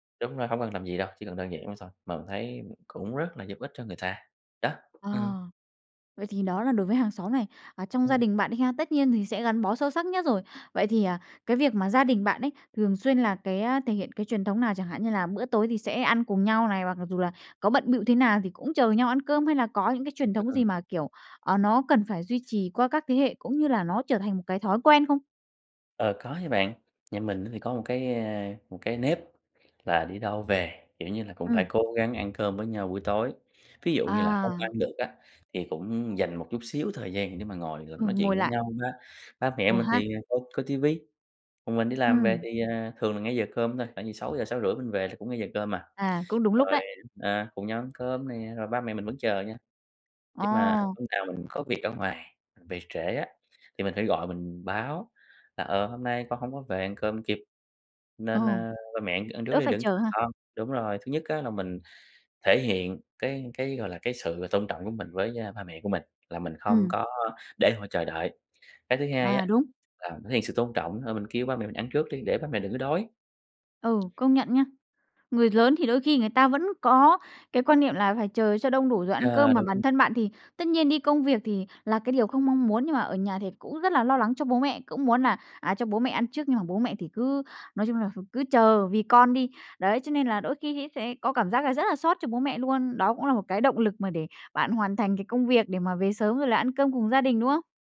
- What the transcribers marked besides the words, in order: tapping; unintelligible speech; other background noise
- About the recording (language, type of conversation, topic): Vietnamese, podcast, Gia đình bạn có truyền thống nào khiến bạn nhớ mãi không?